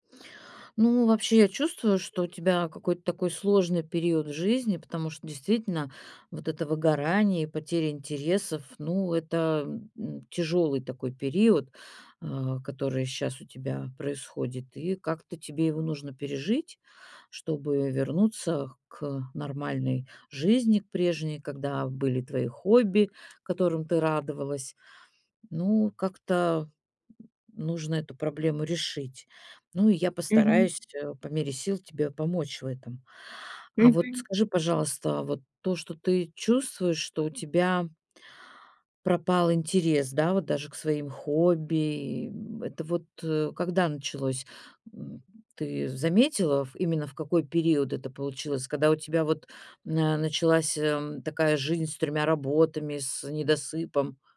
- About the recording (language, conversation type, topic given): Russian, advice, Как справиться с утратой интереса к любимым хобби и к жизни после выгорания?
- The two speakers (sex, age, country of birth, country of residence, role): female, 45-49, Russia, Mexico, user; female, 60-64, Russia, Italy, advisor
- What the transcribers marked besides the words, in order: tapping